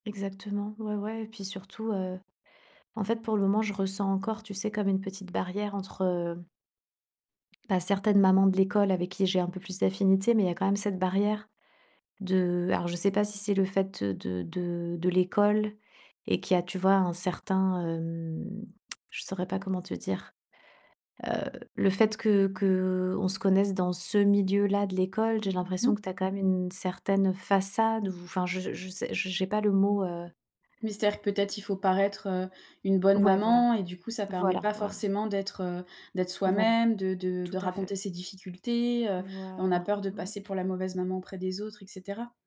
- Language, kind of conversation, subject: French, advice, Comment transformer des connaissances en amitiés durables à l’âge adulte ?
- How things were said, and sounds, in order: tapping; stressed: "ce"; stressed: "façade"; stressed: "difficultés"; stressed: "Voilà"